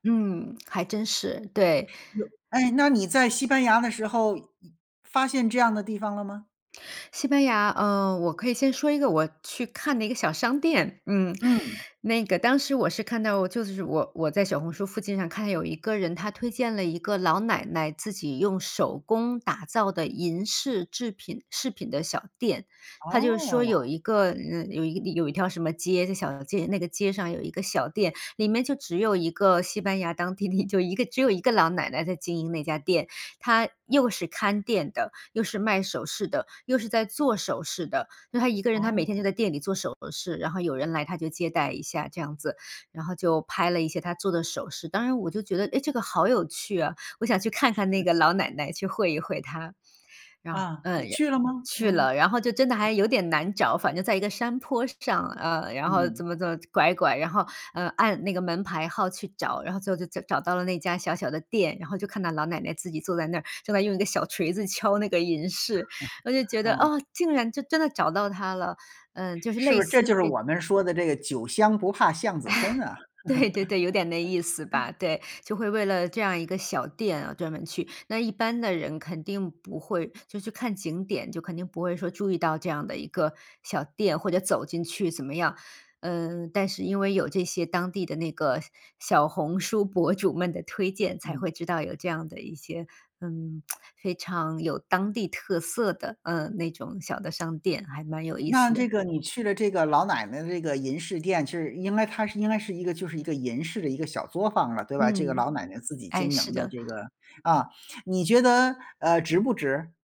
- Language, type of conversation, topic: Chinese, podcast, 你是如何找到有趣的冷门景点的？
- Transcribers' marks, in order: other background noise; laughing while speaking: "小锤子敲那个银饰"; laugh; chuckle; laugh; lip smack